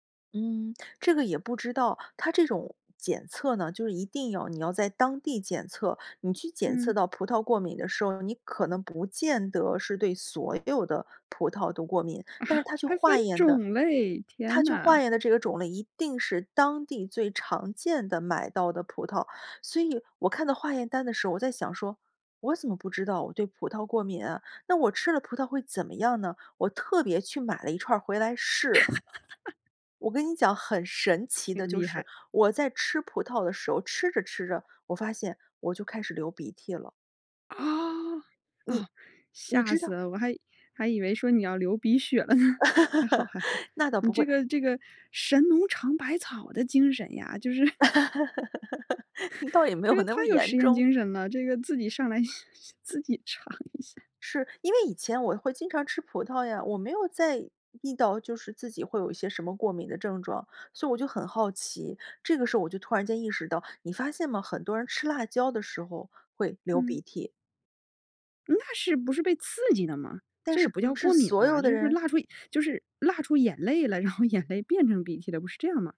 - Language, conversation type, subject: Chinese, podcast, 家人挑食你通常怎么应对？
- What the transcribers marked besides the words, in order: laughing while speaking: "啊"; chuckle; surprised: "啊"; other background noise; laughing while speaking: "了呢"; chuckle; laugh; chuckle; laugh; laughing while speaking: "倒也没有那么严重"; chuckle; laughing while speaking: "自己尝一下"; laughing while speaking: "然后"